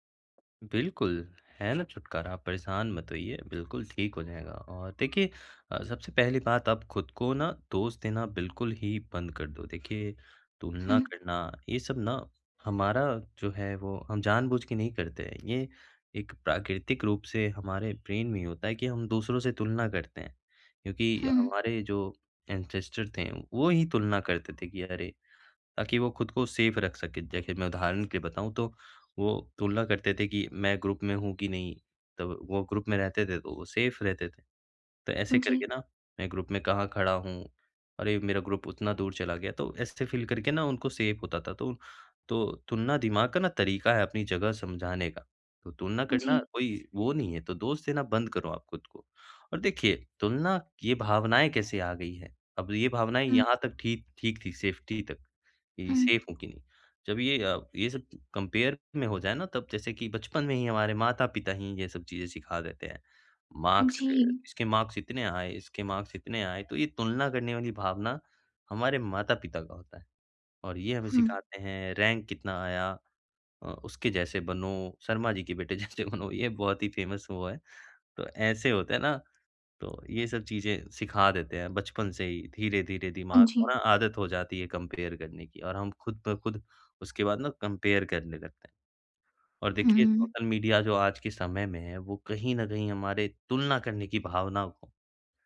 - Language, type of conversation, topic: Hindi, advice, मैं अक्सर दूसरों की तुलना में अपने आत्ममूल्य को कम क्यों समझता/समझती हूँ?
- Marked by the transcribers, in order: tapping; background speech; in English: "ब्रेन"; in English: "ऐन्सेस्टर"; in English: "सेफ"; in English: "ग्रुप"; in English: "ग्रुप"; in English: "सेफ"; in English: "ग्रुप"; in English: "ग्रुप"; in English: "फ़ील"; in English: "सेफ"; in English: "सेफटी"; in English: "सेफ"; in English: "कम्पेयर"; in English: "मार्क्स"; in English: "मार्क्स"; in English: "मार्क्स"; in English: "रैंक"; laughing while speaking: "जैसे बनो"; in English: "फेमस"; in English: "कम्पेयर"; in English: "कम्पेयर"; in English: "सोशल मीडिया"